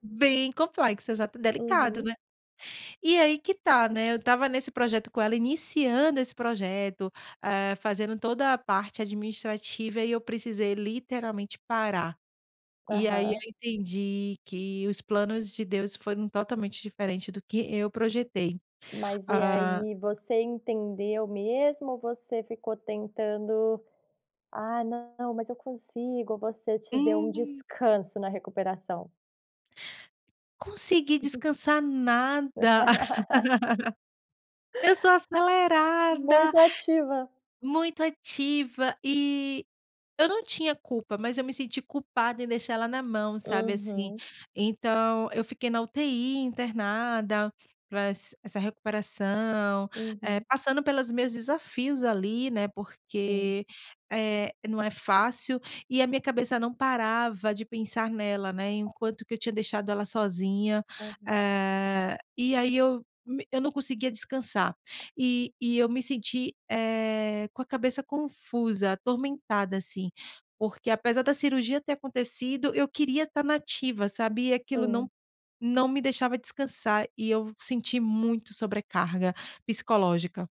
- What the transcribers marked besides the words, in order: stressed: "Bem complexa"; chuckle; laugh; other background noise; tapping
- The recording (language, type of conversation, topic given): Portuguese, podcast, Como você equilibra atividade e descanso durante a recuperação?